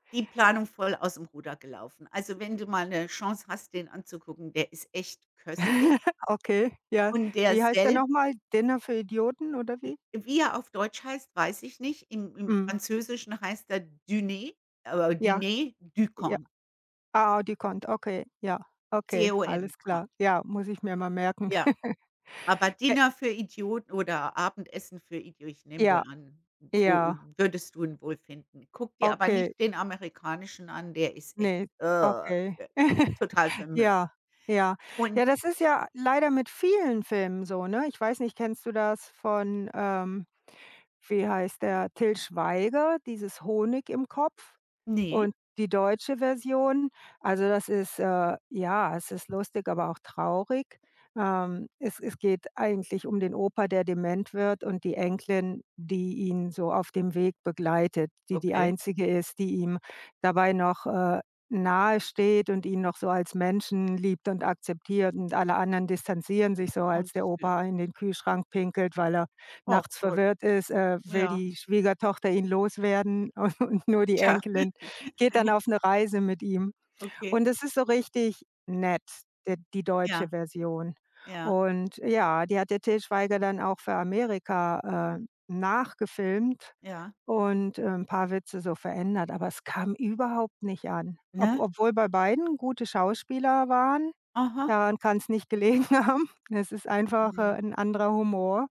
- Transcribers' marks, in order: other background noise; chuckle; in French: "de Cons"; chuckle; chuckle; disgusted: "äh, total für 'n Müll"; unintelligible speech; laughing while speaking: "und"; chuckle; laughing while speaking: "gelegen haben"
- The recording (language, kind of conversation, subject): German, unstructured, Welcher Film hat dich zuletzt richtig zum Lachen gebracht?